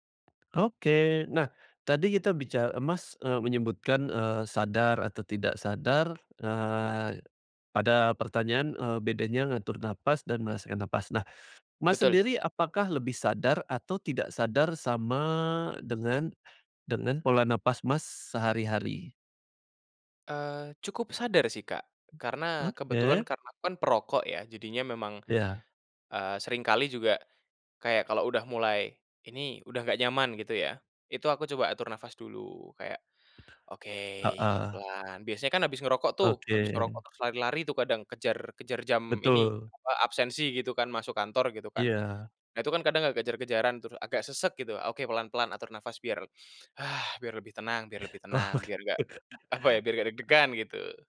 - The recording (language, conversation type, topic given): Indonesian, podcast, Bagaimana kamu menggunakan napas untuk menenangkan tubuh?
- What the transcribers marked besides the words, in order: tapping; other background noise; inhale; breath; chuckle